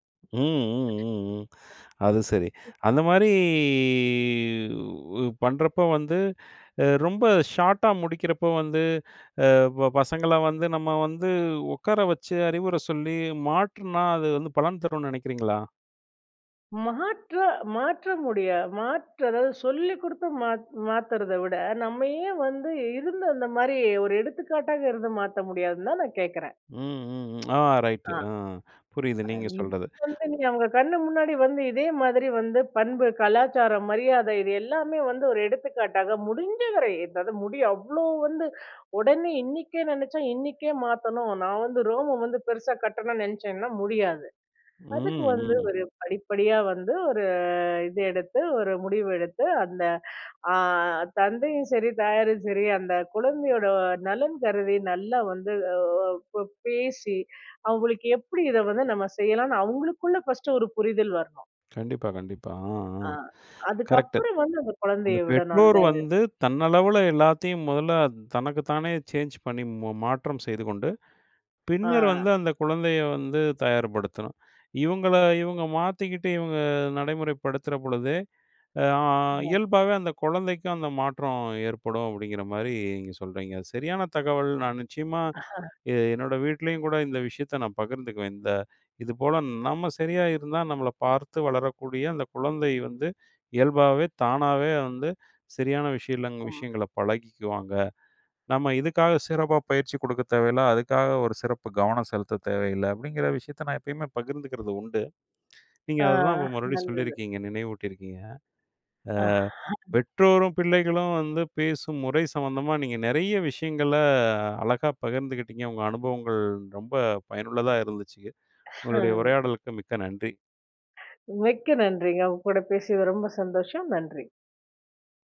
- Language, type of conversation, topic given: Tamil, podcast, இப்போது பெற்றோரும் பிள்ளைகளும் ஒருவருடன் ஒருவர் பேசும் முறை எப்படி இருக்கிறது?
- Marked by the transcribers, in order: other noise; unintelligible speech; drawn out: "மாரி"; in English: "ஷார்ட்"; "ரூம்ம" said as "ரோமம்"; tapping; drawn out: "ஆ"; chuckle; drawn out: "ஆ"; snort